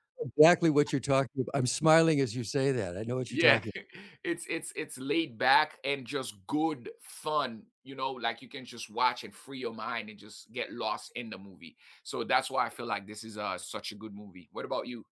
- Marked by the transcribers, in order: other background noise; chuckle
- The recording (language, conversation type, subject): English, unstructured, What comfort movies do you rewatch when you need a lift?
- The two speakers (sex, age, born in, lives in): male, 45-49, United States, United States; male, 75-79, United States, United States